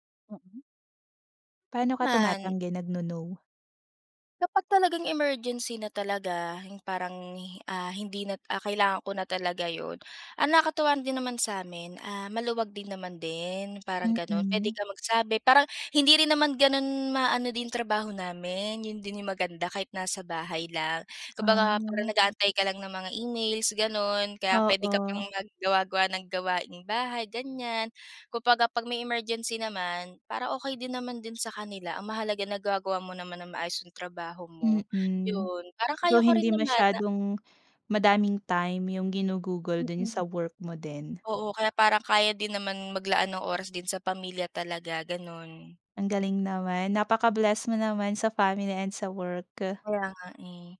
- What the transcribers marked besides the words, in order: tapping; other background noise
- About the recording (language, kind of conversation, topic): Filipino, podcast, Paano mo pinamamahalaan ang stress kapag sobrang abala ka?
- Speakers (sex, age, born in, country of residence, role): female, 25-29, Philippines, Philippines, guest; female, 30-34, Philippines, Philippines, host